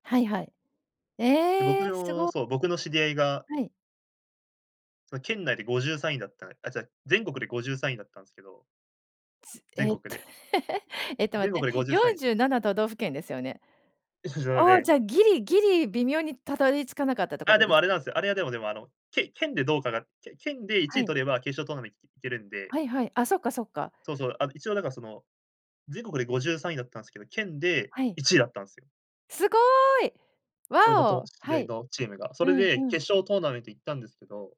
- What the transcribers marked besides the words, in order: laugh; joyful: "すごい！"
- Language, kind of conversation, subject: Japanese, podcast, ライブやコンサートで最も印象に残っている出来事は何ですか？